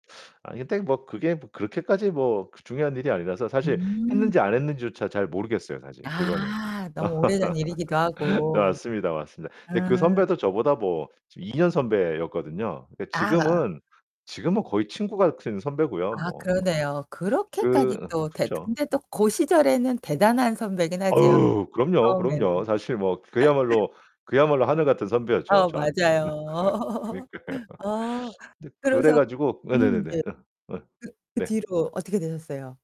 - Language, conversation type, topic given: Korean, podcast, 실수하거나 실패했을 때 어떻게 극복하셨나요?
- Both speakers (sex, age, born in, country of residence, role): female, 45-49, South Korea, France, host; male, 45-49, South Korea, United States, guest
- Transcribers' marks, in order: other background noise; static; laugh; distorted speech; unintelligible speech; stressed: "어우"; laugh; laughing while speaking: "맞아요"; laugh; laughing while speaking: "그니까요"; teeth sucking